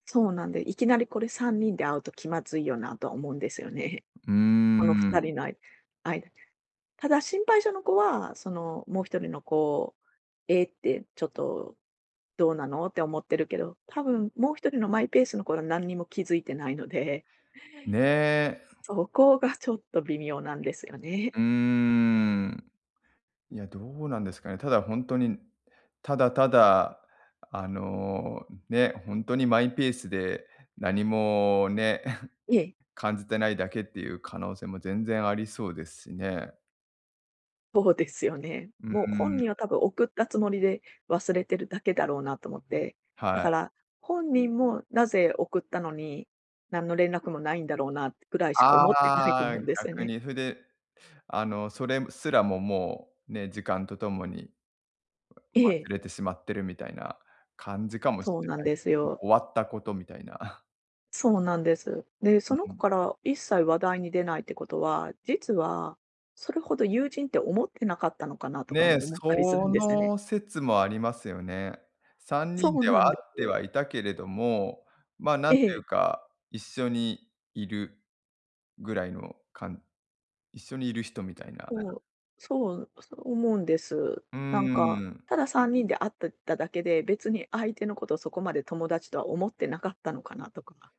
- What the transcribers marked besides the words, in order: chuckle; chuckle; other background noise
- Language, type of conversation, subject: Japanese, advice, 相手の立場が分からず話がかみ合わないとき、どうすれば理解できますか？